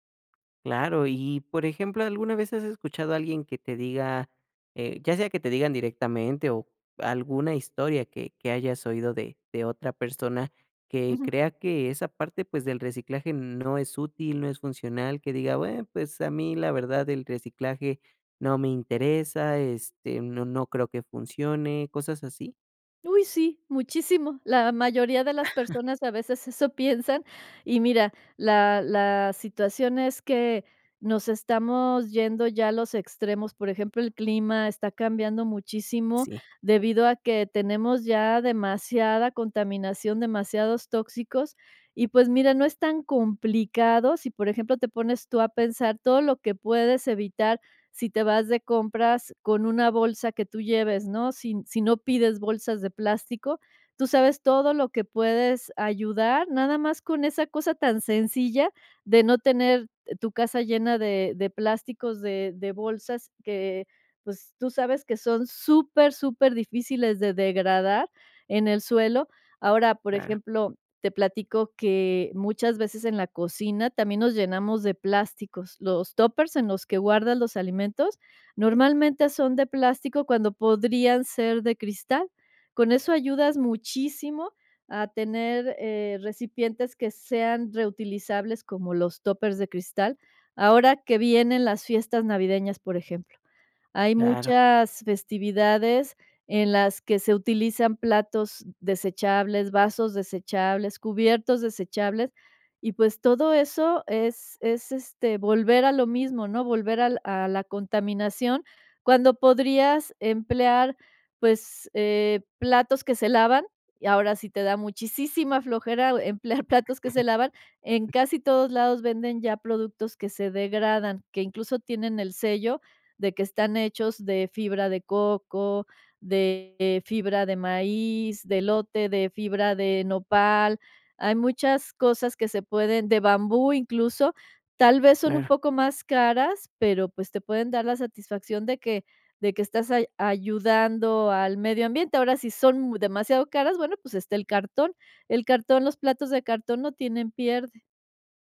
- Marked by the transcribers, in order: chuckle; laughing while speaking: "emplear"; giggle; other noise
- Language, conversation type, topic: Spanish, podcast, ¿Realmente funciona el reciclaje?